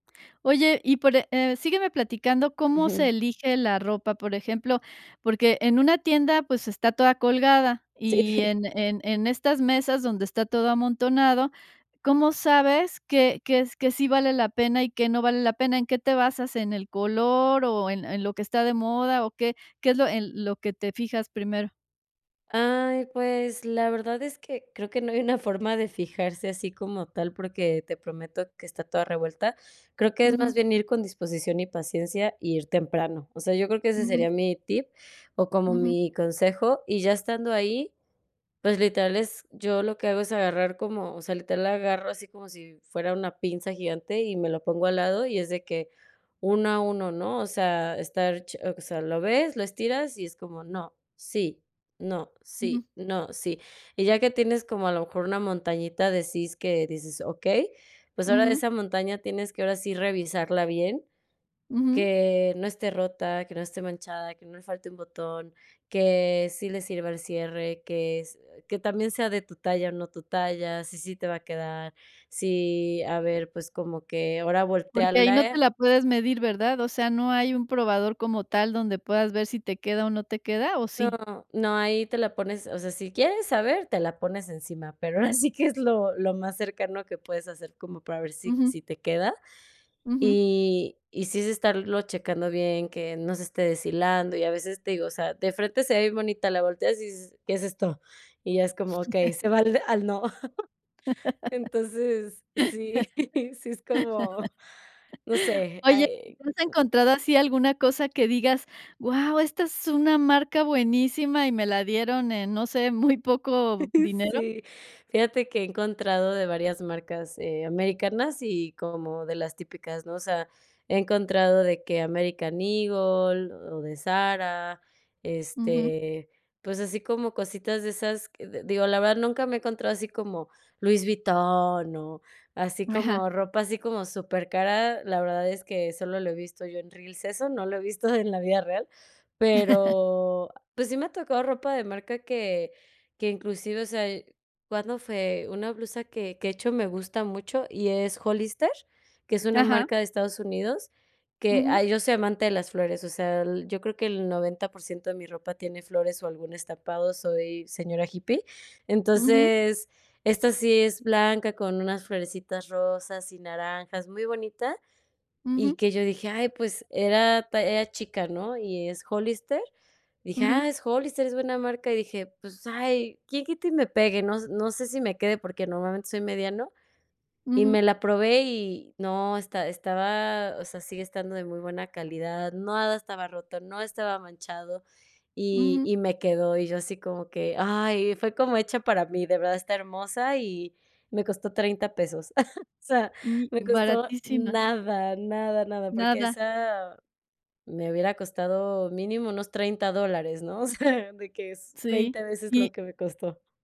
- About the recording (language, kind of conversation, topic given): Spanish, podcast, ¿Qué opinas sobre comprar ropa de segunda mano?
- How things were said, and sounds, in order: chuckle; laughing while speaking: "que no hay una forma"; "síes" said as "sís"; laughing while speaking: "ahora sí que es lo"; laugh; laugh; laughing while speaking: "ese va al"; chuckle; laughing while speaking: "sí"; other noise; laughing while speaking: "muy"; other background noise; chuckle; chuckle; chuckle; laughing while speaking: "O sea"